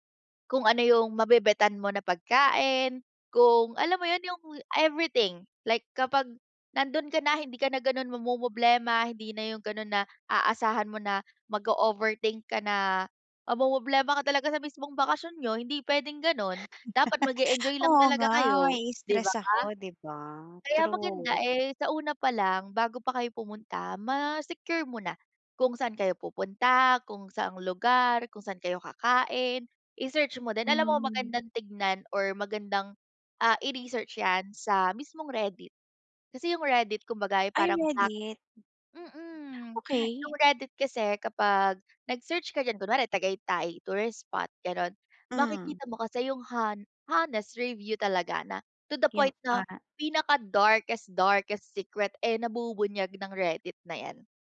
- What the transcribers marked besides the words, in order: chuckle
- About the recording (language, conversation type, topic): Filipino, advice, Paano ko aayusin ang hindi inaasahang problema sa bakasyon para ma-enjoy ko pa rin ito?